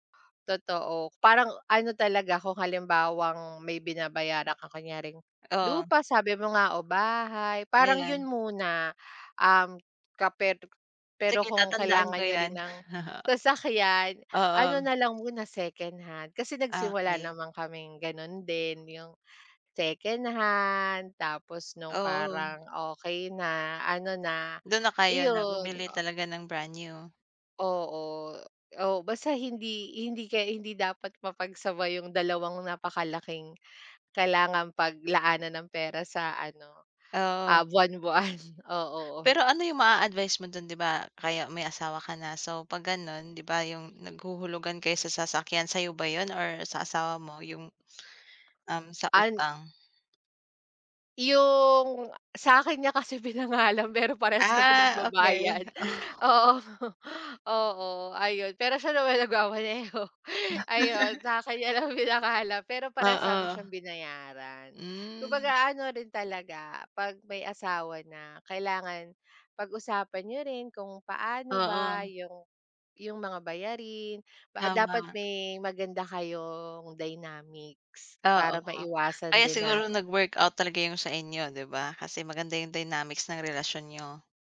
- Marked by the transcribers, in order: other background noise; tapping; in another language: "secondhand"; in another language: "secondhand"; laughing while speaking: "buwan buwan"; laughing while speaking: "sa'kin niya kasi pinangalan, pero parehas kami nagbabayad oo"; laughing while speaking: "Pero siya naman nagmamaneho"; laughing while speaking: "sa'kin niya lang pinangalan"; chuckle; in another language: "dynamics"; in another language: "dynamics"
- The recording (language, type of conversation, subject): Filipino, unstructured, Ano ang mga simpleng hakbang para makaiwas sa utang?